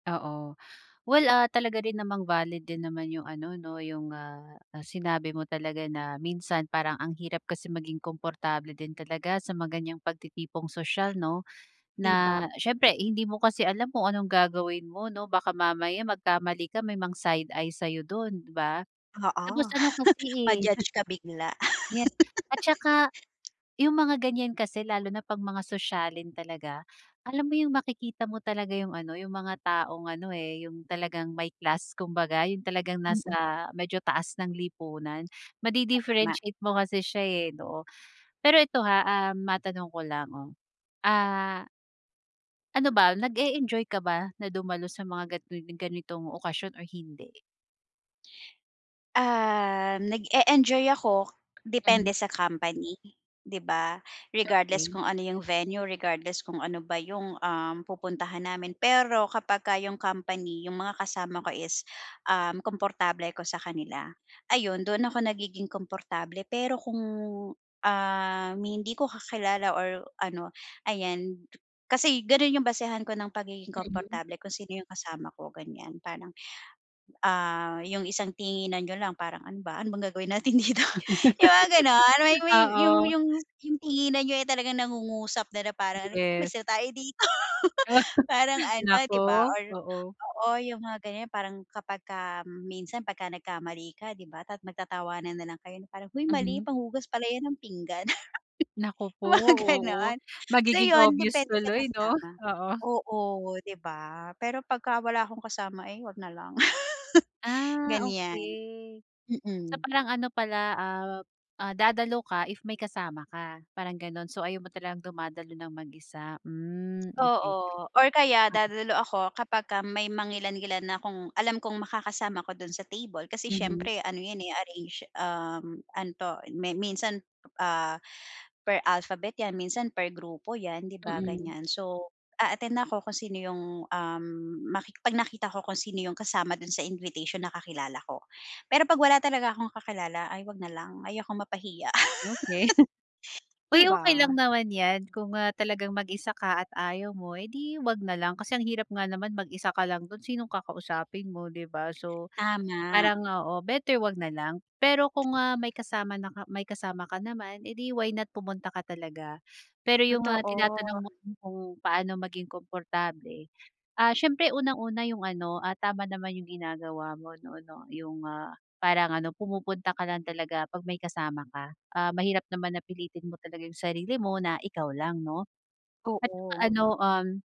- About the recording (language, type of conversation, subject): Filipino, advice, Paano ako magiging mas komportable sa mga pagtitipong panlipunan?
- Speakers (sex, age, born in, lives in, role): female, 30-34, Philippines, Philippines, advisor; female, 40-44, Philippines, Philippines, user
- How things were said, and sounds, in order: other background noise; scoff; chuckle; laugh; tapping; laughing while speaking: "dito?"; laugh; chuckle; laugh; laugh; laugh; chuckle; laugh